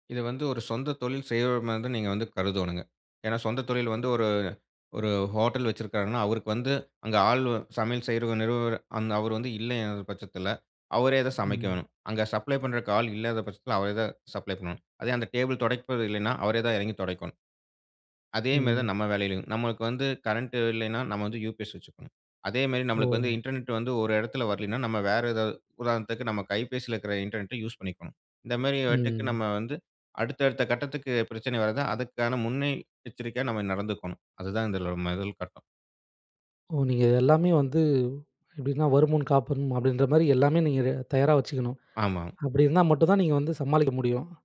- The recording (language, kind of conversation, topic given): Tamil, podcast, மெய்நிகர் வேலை உங்கள் சமநிலைக்கு உதவுகிறதா, அல்லது அதை கஷ்டப்படுத்துகிறதா?
- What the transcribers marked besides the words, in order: "செய்றவர்மாரி" said as "செய்வோம்மான்"; "இல்லங்குற" said as "இல்லங்"; in English: "சப்ளை"; in English: "யுபிஎஸ்"; in English: "இன்டர்நெட்"; in English: "இன்டர்நெட், யூஸ்"; drawn out: "வந்து"; "காக்கணும்" said as "காப்பனும்"; other background noise